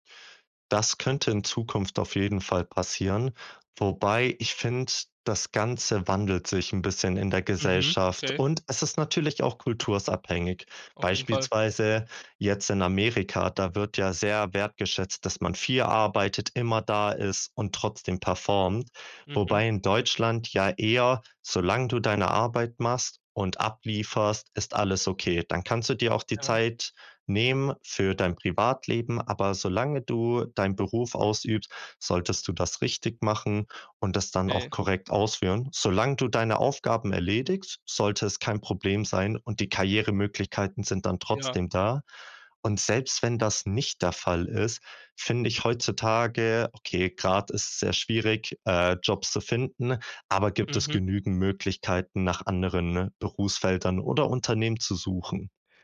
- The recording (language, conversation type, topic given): German, podcast, Wie entscheidest du zwischen Beruf und Privatleben?
- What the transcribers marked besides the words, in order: none